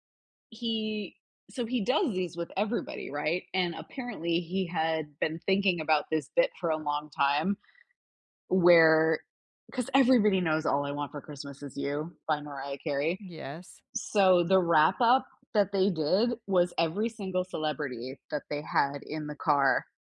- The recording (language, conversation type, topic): English, unstructured, What is your favorite holiday movie or song, and why?
- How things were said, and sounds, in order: none